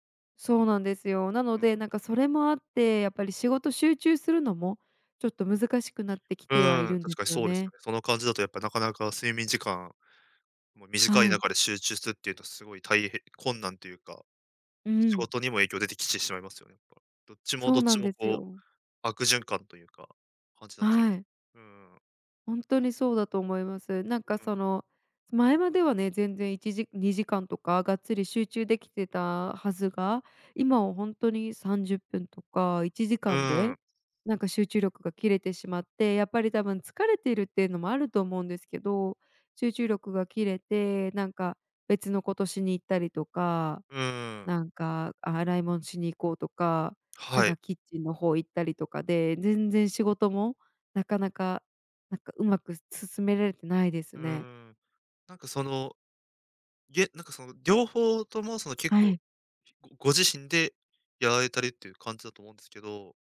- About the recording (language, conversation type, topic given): Japanese, advice, 仕事と家事の両立で自己管理がうまくいかないときはどうすればよいですか？
- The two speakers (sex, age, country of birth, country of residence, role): female, 25-29, Japan, United States, user; male, 20-24, Japan, Japan, advisor
- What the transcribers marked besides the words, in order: none